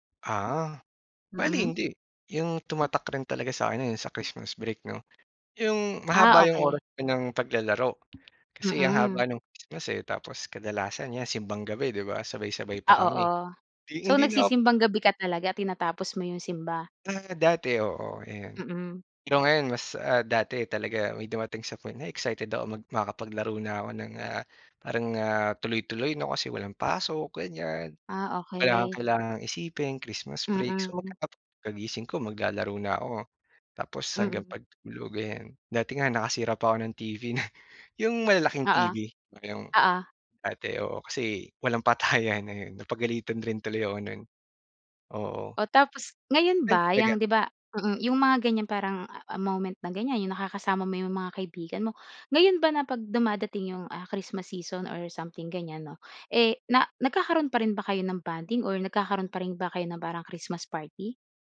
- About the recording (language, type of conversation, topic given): Filipino, podcast, May alaala ka ba ng isang pista o selebrasyon na talagang tumatak sa’yo?
- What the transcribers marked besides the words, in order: unintelligible speech